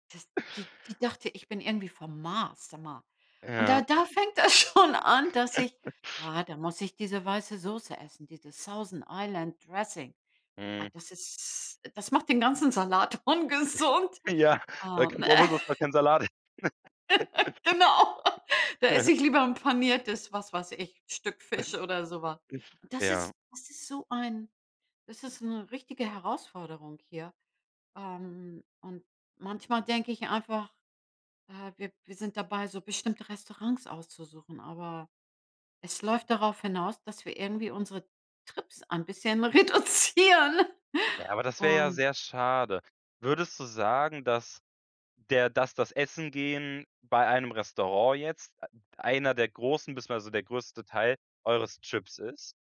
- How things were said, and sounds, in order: laughing while speaking: "da fängt das schon an, dass ich"; chuckle; in English: "Thousand Island Dressing"; laughing while speaking: "das macht den ganzen Salat ungesund"; laughing while speaking: "Ja, da kr brauch man auf jeden Fall keinen Salat"; chuckle; laugh; laughing while speaking: "Genau. Da esse ich lieber ’n Paniertes"; laugh; chuckle; chuckle; laughing while speaking: "reduzieren"; put-on voice: "Trips"
- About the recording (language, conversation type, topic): German, advice, Wie kann ich meine Routinen beibehalten, wenn Reisen oder Wochenenden sie komplett durcheinanderbringen?